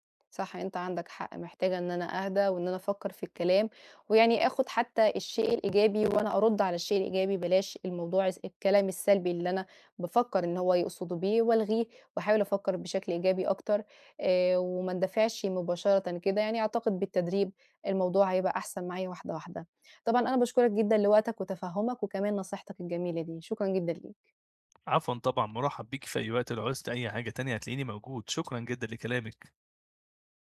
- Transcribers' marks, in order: tapping
- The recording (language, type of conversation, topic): Arabic, advice, إزاي أستقبل النقد من غير ما أبقى دفاعي وأبوّظ علاقتي بالناس؟